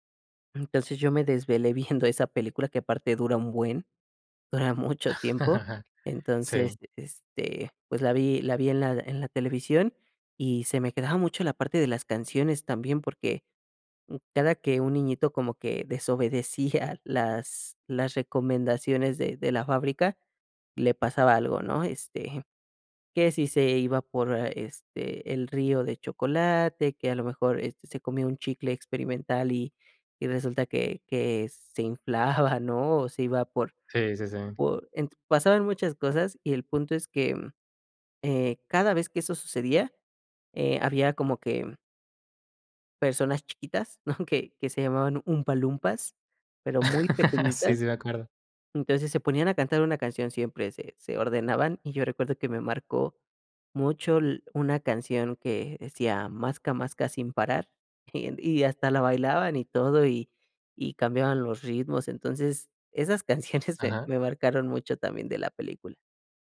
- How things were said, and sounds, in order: chuckle; laugh; laughing while speaking: "desobedecía"; laughing while speaking: "inflaba"; giggle; laugh; giggle; giggle
- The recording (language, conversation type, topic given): Spanish, podcast, ¿Qué película te marcó de joven y por qué?